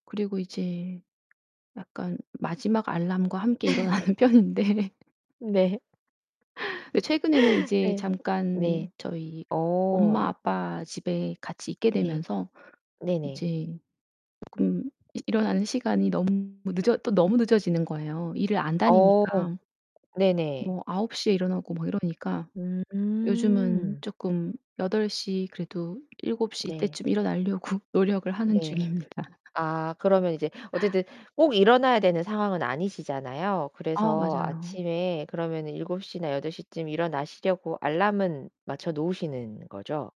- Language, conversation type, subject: Korean, podcast, 아침을 보통 어떻게 시작하세요?
- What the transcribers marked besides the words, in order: tapping; laugh; laughing while speaking: "일어나는 편인데"; laugh; laughing while speaking: "네"; other background noise; distorted speech; laughing while speaking: "일어나려고"; laughing while speaking: "중입니다"